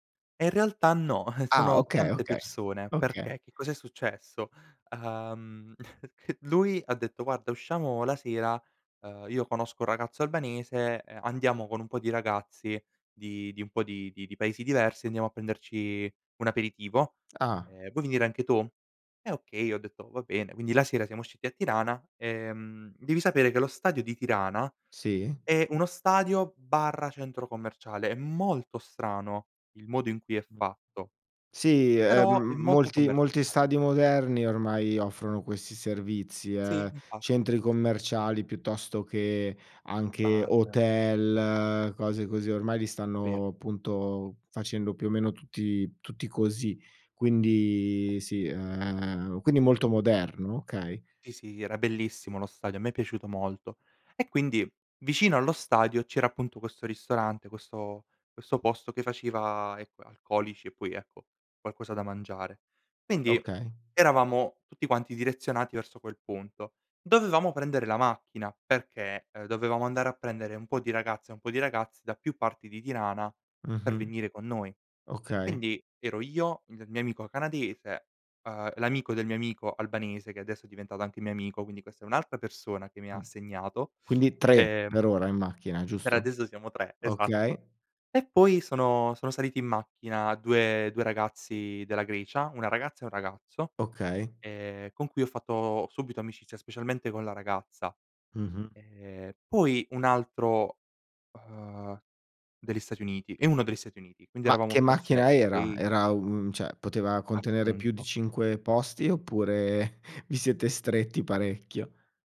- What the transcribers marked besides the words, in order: chuckle; chuckle; stressed: "molto"; other background noise; "adesso" said as "adezo"; "degli" said as "deli"; "degli" said as "deli"; "cioè" said as "ceh"; chuckle
- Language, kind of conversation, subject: Italian, podcast, Hai mai incontrato qualcuno in viaggio che ti ha segnato?